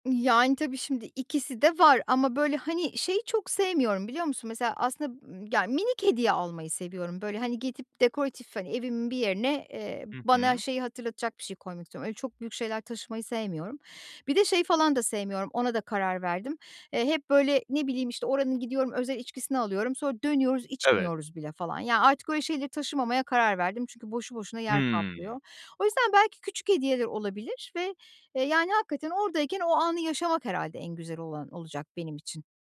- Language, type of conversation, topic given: Turkish, advice, Zamanım ve bütçem kısıtlıyken iyi bir seyahat planını nasıl yapabilirim?
- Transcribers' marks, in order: none